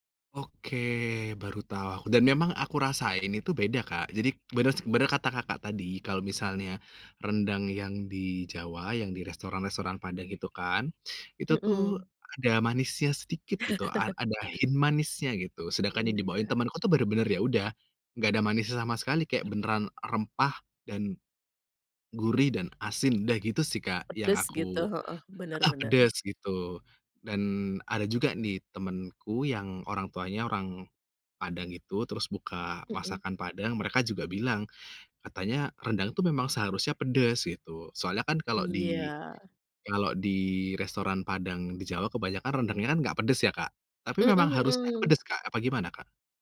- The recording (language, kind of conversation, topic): Indonesian, podcast, Makanan apa yang menurutmu paling mewakili identitas kampung atau kota kelahiranmu?
- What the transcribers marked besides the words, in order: tapping; chuckle; in English: "hint"